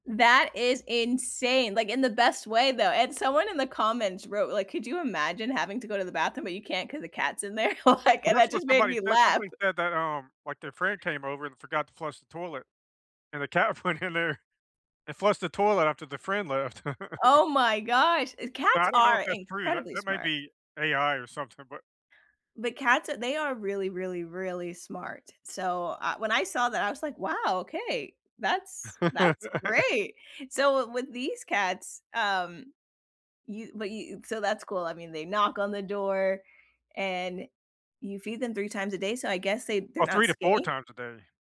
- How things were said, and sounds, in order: laughing while speaking: "Like"; tapping; other background noise; laughing while speaking: "went in there"; chuckle; laugh
- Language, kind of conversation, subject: English, unstructured, What should you consider before getting a pet?